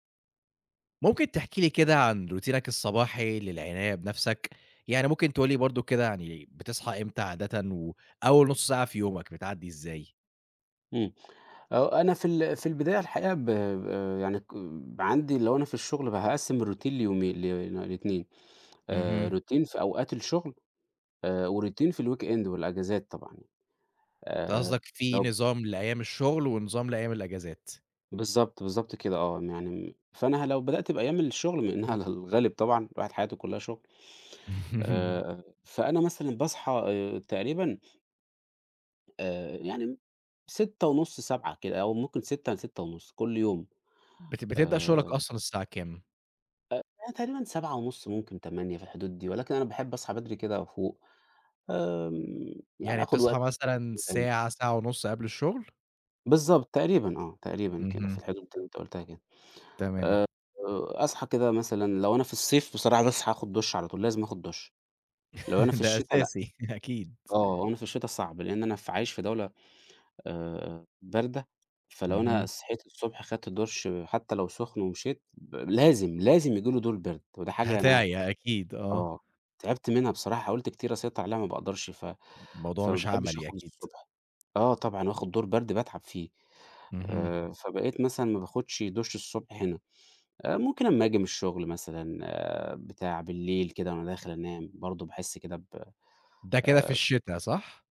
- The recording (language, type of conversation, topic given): Arabic, podcast, إيه روتينك الصبح عشان تعتني بنفسك؟
- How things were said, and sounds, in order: in English: "روتينك"; in English: "الroutine"; in English: "routine"; in English: "وroutine"; in English: "الweekend"; laughing while speaking: "إنّها على"; chuckle; unintelligible speech; laugh; chuckle; tapping